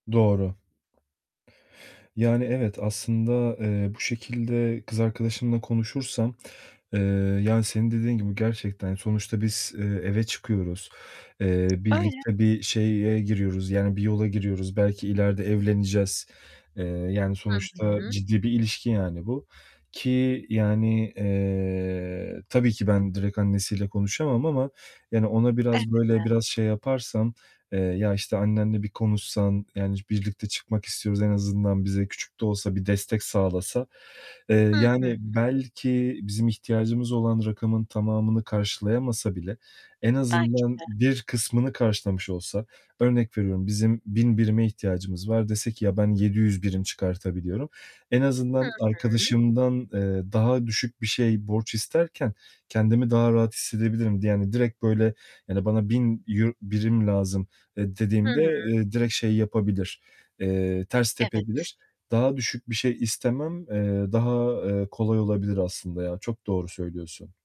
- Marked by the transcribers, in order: other background noise; distorted speech; tapping; mechanical hum
- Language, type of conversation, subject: Turkish, advice, Arkadaşından borç istemekten neden çekiniyorsun?